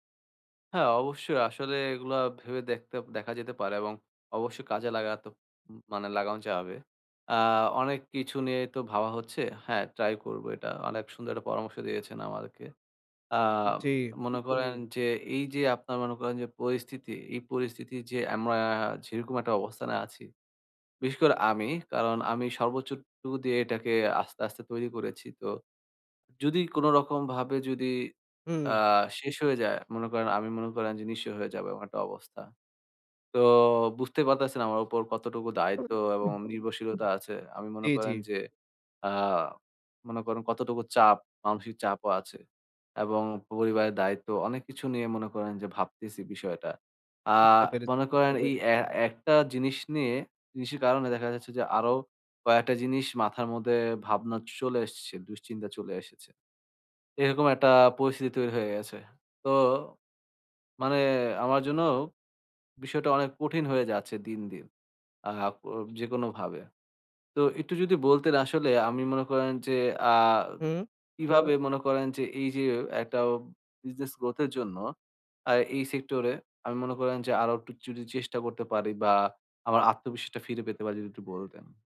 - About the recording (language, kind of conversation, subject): Bengali, advice, ব্যর্থতার পর কীভাবে আবার লক্ষ্য নির্ধারণ করে এগিয়ে যেতে পারি?
- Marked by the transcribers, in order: other background noise; other noise; in English: "business growth"